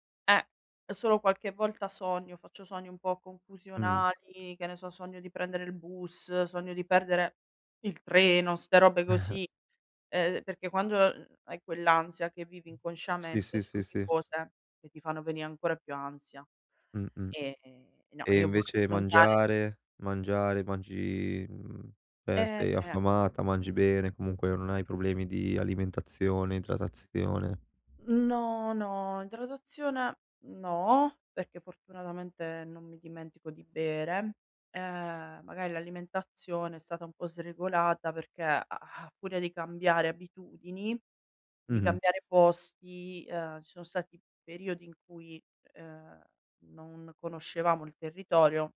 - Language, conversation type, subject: Italian, advice, Come posso ridurre la nebbia mentale e ritrovare chiarezza?
- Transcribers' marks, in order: chuckle; tapping; other background noise; other street noise; drawn out: "Eh"